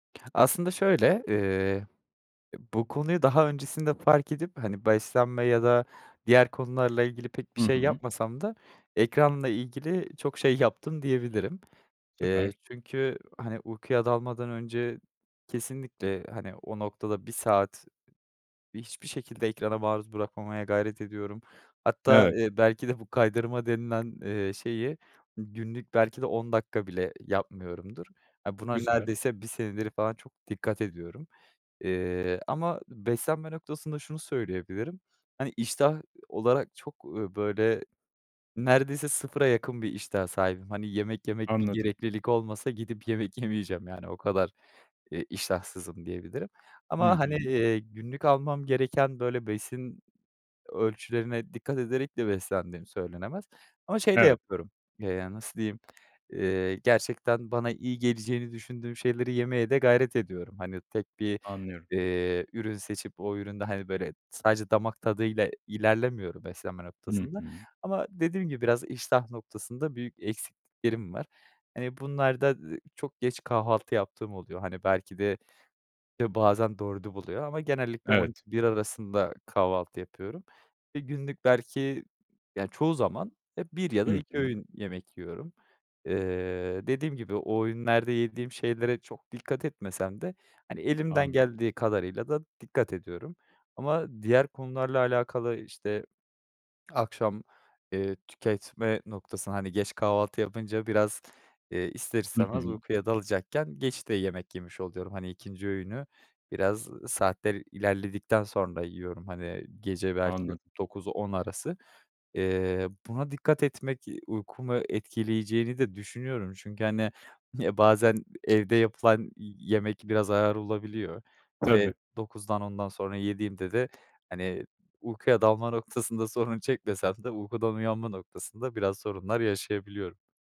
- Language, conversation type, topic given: Turkish, advice, Stresten dolayı uykuya dalamakta zorlanıyor veya uykusuzluk mu yaşıyorsunuz?
- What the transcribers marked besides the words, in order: other background noise; other noise; tapping; laughing while speaking: "noktasında sorun çekmesem de"